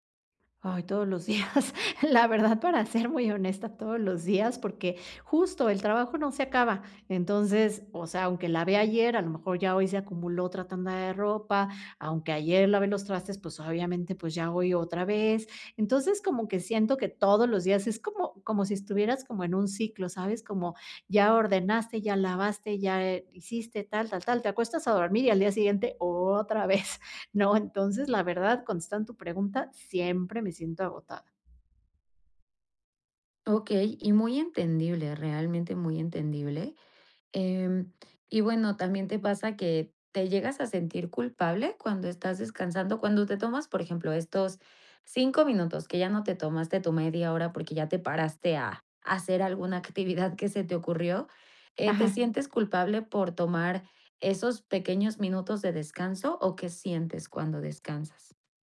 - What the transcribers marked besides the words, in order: chuckle
- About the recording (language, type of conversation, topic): Spanish, advice, ¿Cómo puedo priorizar el descanso sin sentirme culpable?